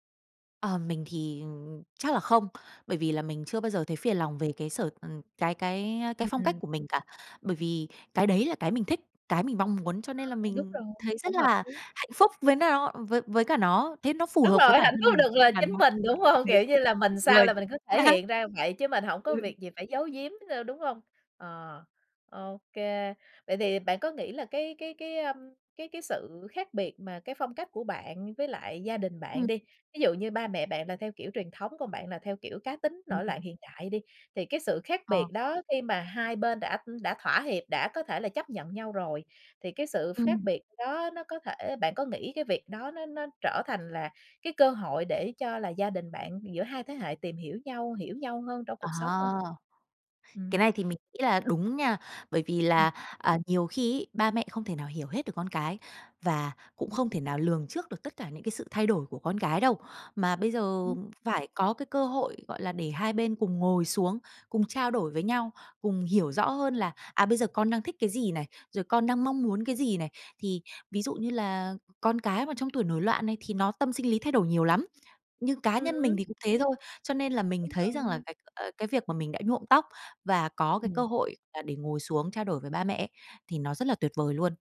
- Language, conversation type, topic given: Vietnamese, podcast, Bạn đối mặt thế nào khi người thân không hiểu phong cách của bạn?
- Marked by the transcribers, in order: laughing while speaking: "không?"; tapping; laugh; laughing while speaking: "Ừ"; other background noise